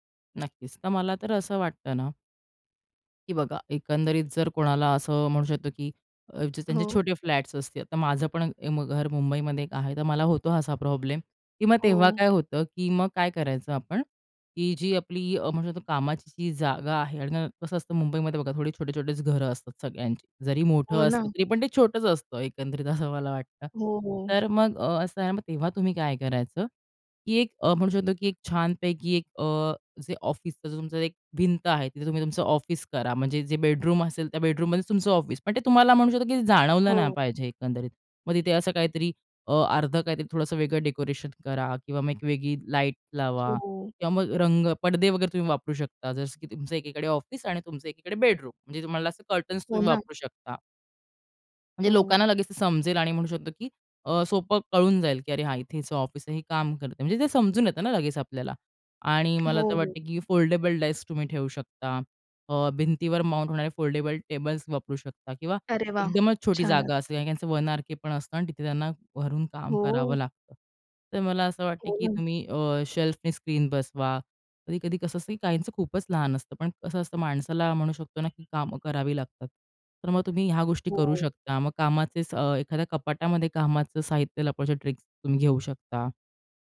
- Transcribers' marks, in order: other background noise; in English: "बेडरूम"; in English: "बेडरूममध्येच"; in English: "बेडरूम"; in English: "कर्टन्स"; in English: "फोल्डेबल डाइस"; in English: "माउंट"; in English: "फोल्डेबल टेबल्स"; in English: "शेल्फने"; in English: "ट्रिक्स"
- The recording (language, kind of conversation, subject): Marathi, podcast, काम आणि विश्रांतीसाठी घरात जागा कशी वेगळी करता?